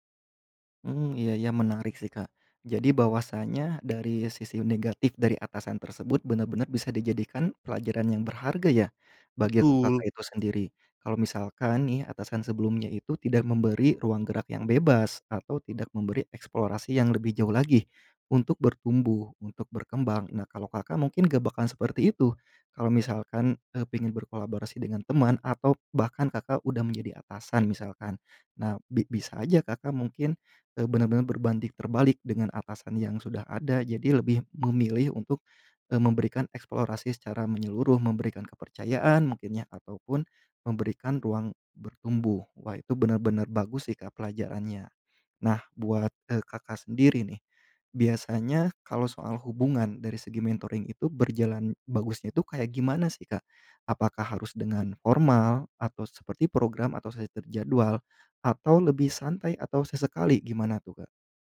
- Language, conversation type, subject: Indonesian, podcast, Siapa mentor yang paling berpengaruh dalam kariermu, dan mengapa?
- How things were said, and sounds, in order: other background noise